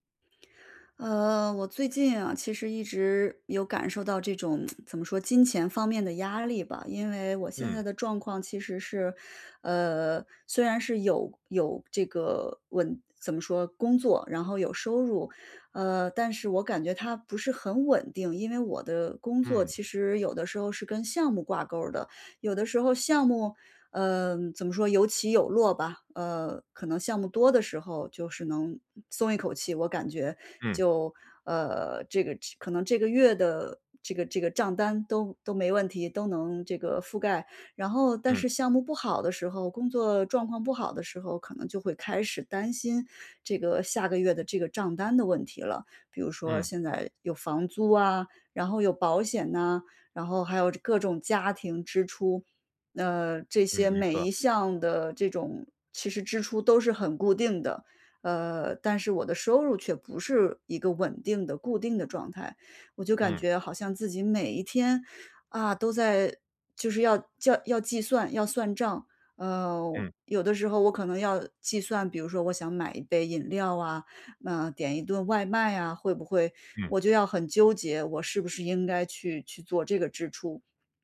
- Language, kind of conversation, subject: Chinese, advice, 如何更好地应对金钱压力？
- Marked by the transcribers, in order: tsk